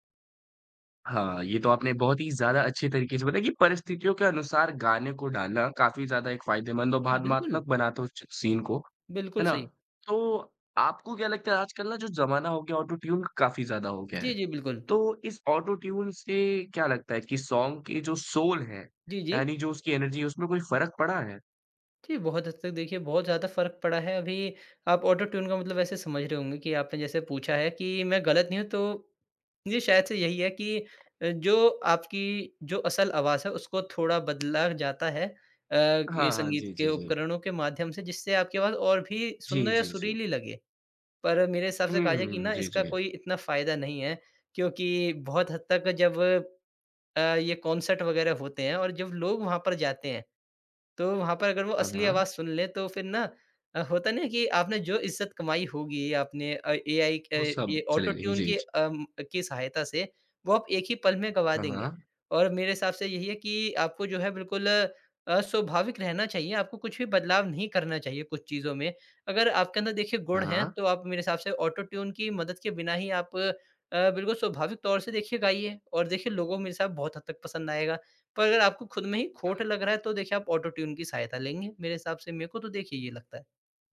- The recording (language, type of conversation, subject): Hindi, podcast, किस फ़िल्म के गीत-संगीत ने आपको गहराई से छुआ?
- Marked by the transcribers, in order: other background noise; tapping; in English: "सॉन्ग"; in English: "सोल"; in English: "एनर्जी"; in English: "कॉन्सर्ट"